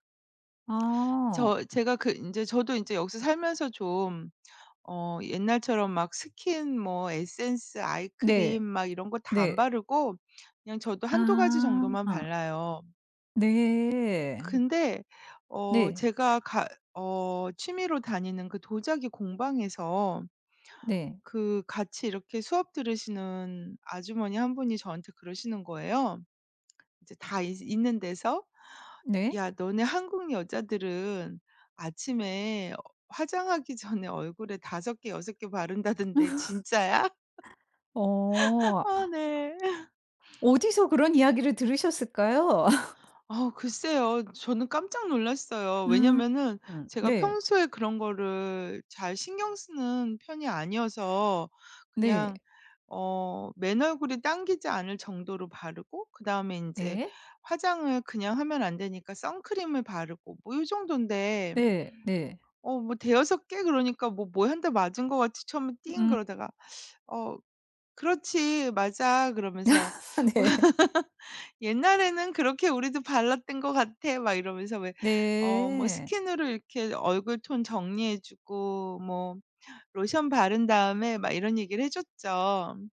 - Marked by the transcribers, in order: tapping; laughing while speaking: "전에"; laughing while speaking: "바른다던데"; laugh; laughing while speaking: "네"; laugh; laughing while speaking: "아 네"; laugh
- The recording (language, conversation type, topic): Korean, podcast, 현지인들과 친해지게 된 계기 하나를 솔직하게 이야기해 주실래요?